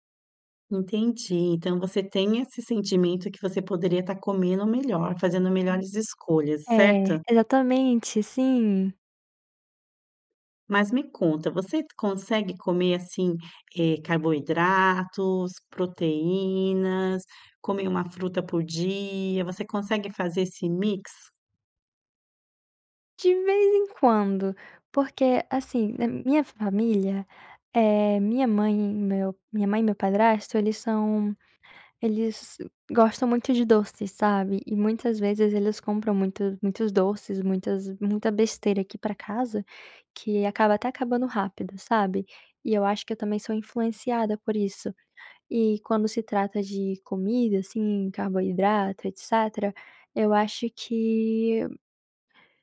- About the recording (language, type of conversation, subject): Portuguese, advice, Como é que você costuma comer quando está estressado(a) ou triste?
- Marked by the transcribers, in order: other background noise